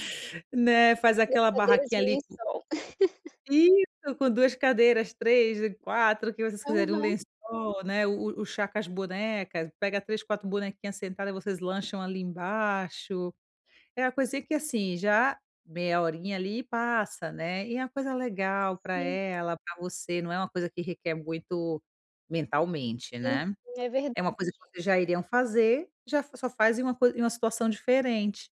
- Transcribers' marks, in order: tapping; laugh
- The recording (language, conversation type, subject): Portuguese, advice, Como posso criar um ambiente relaxante que favoreça o descanso e a diversão?